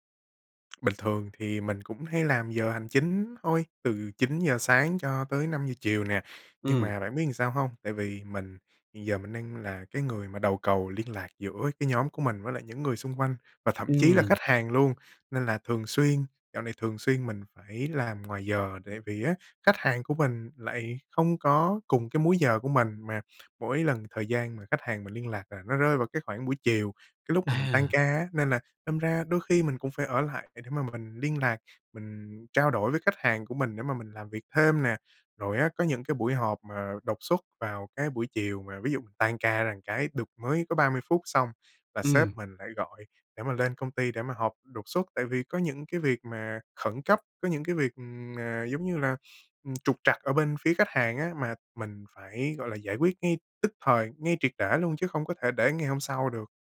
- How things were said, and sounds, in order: tapping; other background noise
- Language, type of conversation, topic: Vietnamese, advice, Làm thế nào để đặt ranh giới rõ ràng giữa công việc và gia đình?